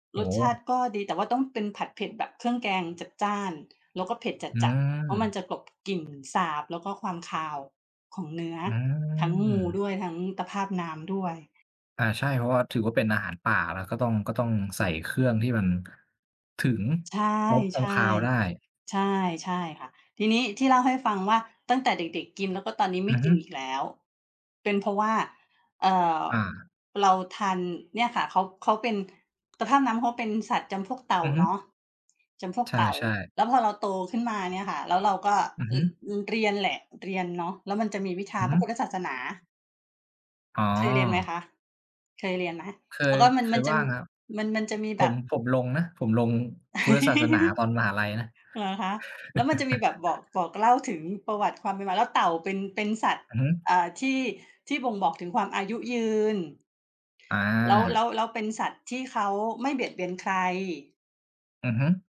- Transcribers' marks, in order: tapping; other background noise; chuckle; chuckle
- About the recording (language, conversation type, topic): Thai, unstructured, อาหารอะไรที่คุณเคยกินแล้วรู้สึกประหลาดใจมากที่สุด?